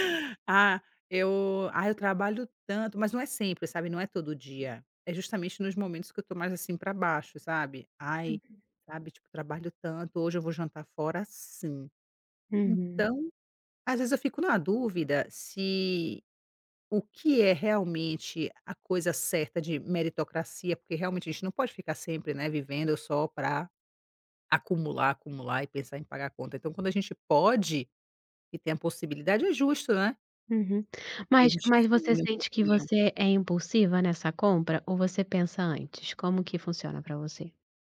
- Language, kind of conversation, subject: Portuguese, advice, Gastar impulsivamente para lidar com emoções negativas
- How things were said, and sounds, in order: tapping